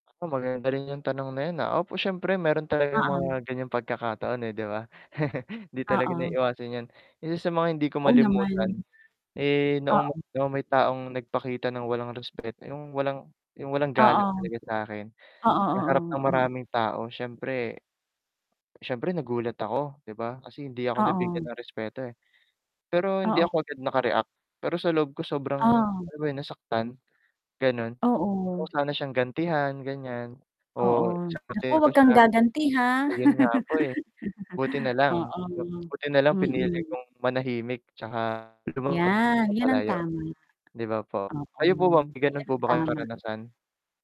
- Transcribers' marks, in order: static; mechanical hum; distorted speech; chuckle; alarm; laugh; tapping
- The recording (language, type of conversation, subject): Filipino, unstructured, Ano ang papel ng respeto sa pakikitungo mo sa ibang tao?